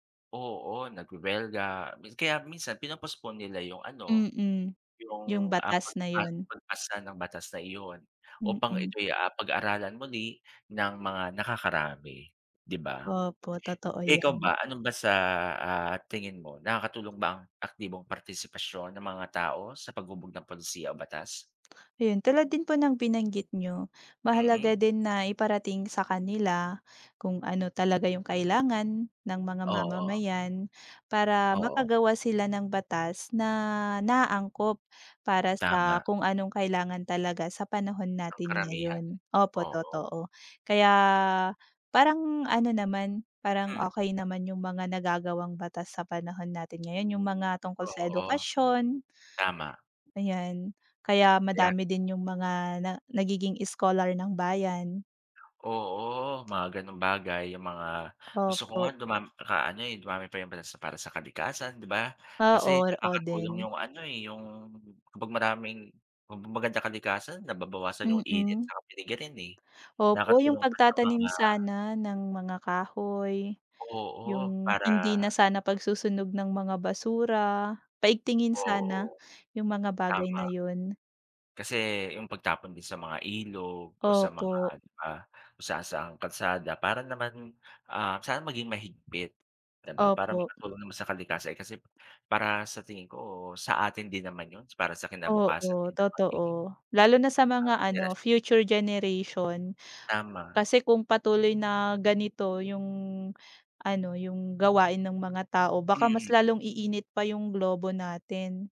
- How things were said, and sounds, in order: tapping; background speech; tongue click; other background noise; other noise; unintelligible speech
- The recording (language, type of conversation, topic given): Filipino, unstructured, Bakit mahalaga ang pakikilahok ng mamamayan sa pamahalaan?